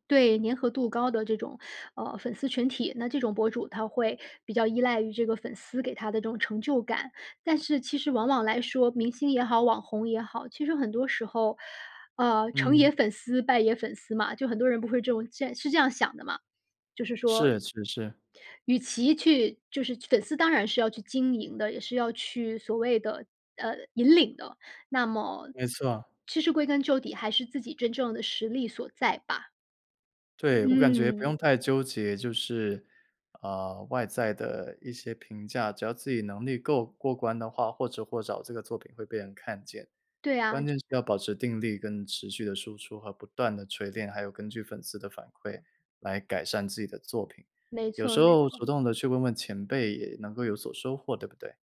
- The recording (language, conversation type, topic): Chinese, podcast, 你第一次什么时候觉得自己是创作者？
- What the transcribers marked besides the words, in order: tapping